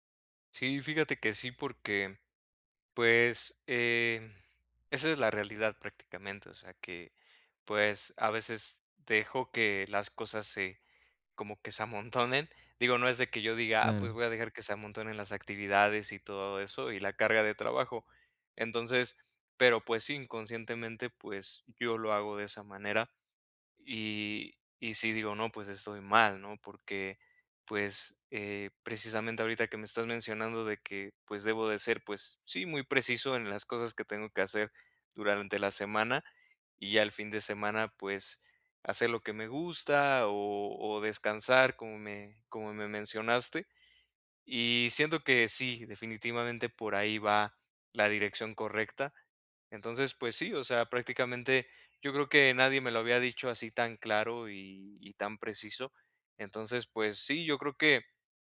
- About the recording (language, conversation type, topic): Spanish, advice, ¿Cómo puedo equilibrar mi tiempo entre descansar y ser productivo los fines de semana?
- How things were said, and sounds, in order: none